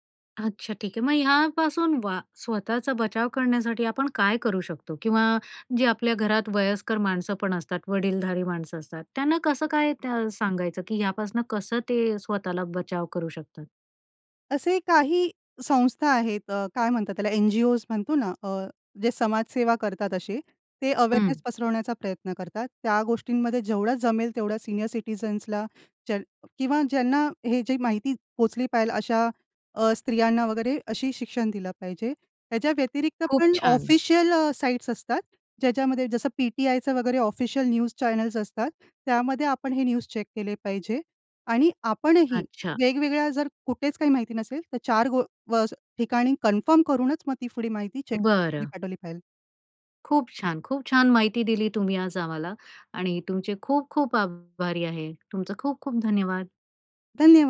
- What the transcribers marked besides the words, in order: in English: "अवेरनेस"; in English: "सीनियर सिटिझन्सला"; in English: "ऑफिशियल"; in English: "ऑफिशियल न्यूज चॅनल्स"; in English: "न्यूज चेक"; other background noise; in English: "कन्फर्म"; "ती" said as "पुढे"; in English: "चेक"; "पुढी" said as "पुढे"
- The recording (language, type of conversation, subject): Marathi, podcast, सोशल मिडियावर खोटी माहिती कशी पसरते?